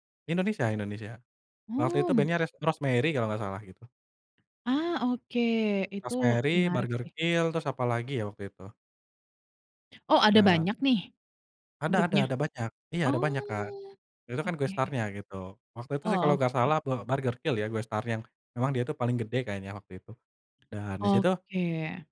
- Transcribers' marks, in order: tapping; in English: "guest star-nya"; in English: "guest star"; other background noise
- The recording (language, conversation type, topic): Indonesian, podcast, Ceritakan konser paling berkesan yang pernah kamu tonton?